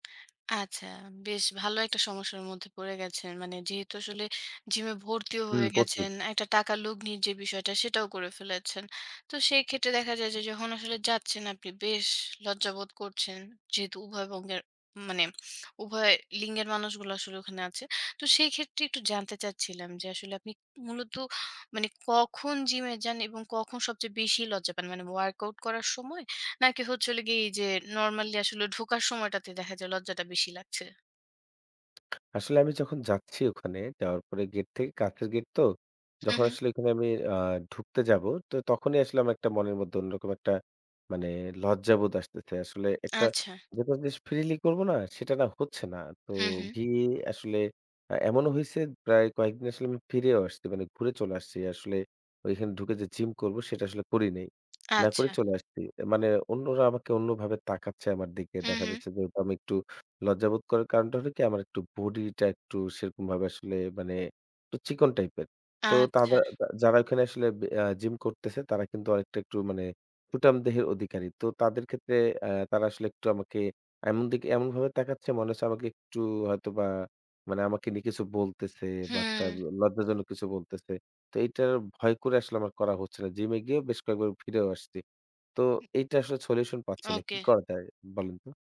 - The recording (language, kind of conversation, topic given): Bengali, advice, জিমে গেলে কেন আমি লজ্জা পাই এবং অন্যদের সামনে অস্বস্তি বোধ করি?
- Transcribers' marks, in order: tapping; lip smack; "সুঠাম" said as "পুটাম"